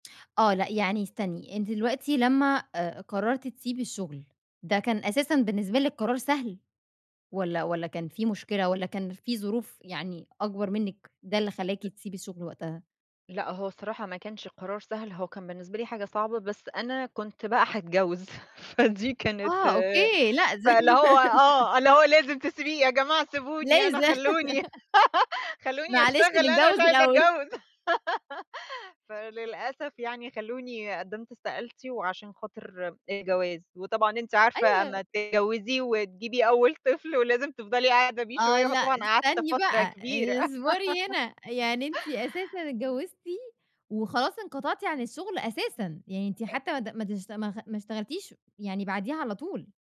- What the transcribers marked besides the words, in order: tapping; chuckle; laughing while speaking: "فدي كانت"; laughing while speaking: "لاز"; laughing while speaking: "يا جماعة سيبوني أنا خَلّونِي، خَلّونِي أشتغل أنا مش عايزة اتجوّز"; laughing while speaking: "لازم"; laugh; chuckle; laugh; laugh
- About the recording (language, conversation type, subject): Arabic, podcast, إيه نصيحتك لحد بيغيّر مساره المهني؟